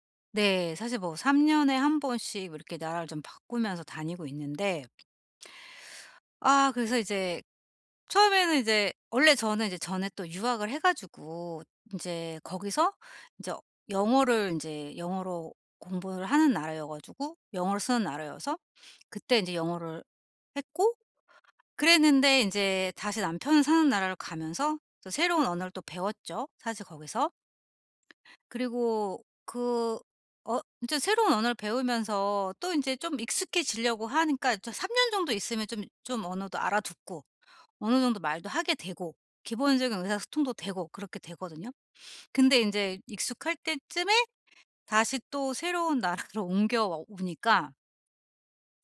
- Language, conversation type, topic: Korean, advice, 새로운 나라에서 언어 장벽과 문화 차이에 어떻게 잘 적응할 수 있나요?
- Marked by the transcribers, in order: tapping; other background noise; laughing while speaking: "나라로"